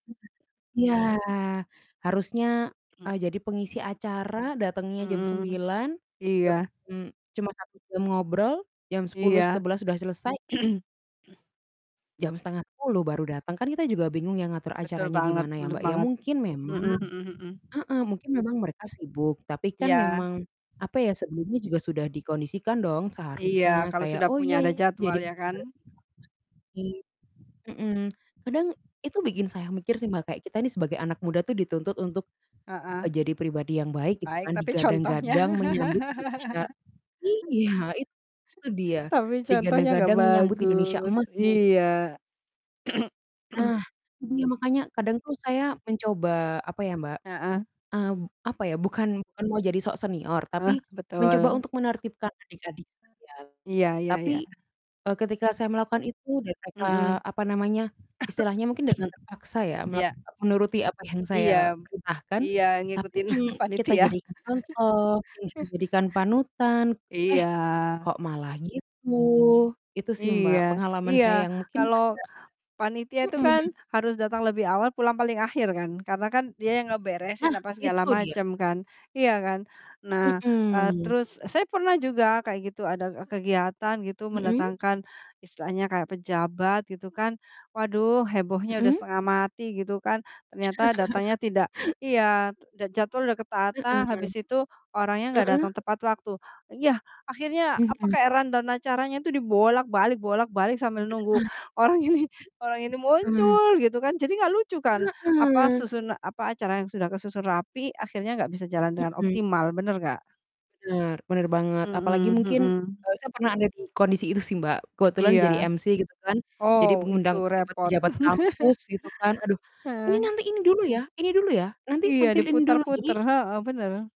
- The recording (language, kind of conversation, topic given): Indonesian, unstructured, Mengapa orang sering terlambat meskipun sudah berjanji?
- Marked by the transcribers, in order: distorted speech; other background noise; throat clearing; static; tapping; unintelligible speech; laugh; unintelligible speech; throat clearing; cough; throat clearing; chuckle; laughing while speaking: "panitia"; chuckle; laugh; in English: "rundown"; laughing while speaking: "orang ini"; laugh; put-on voice: "Ini nanti, ini dulu ya ini dulu ya, nanti tampil ini dulu"; throat clearing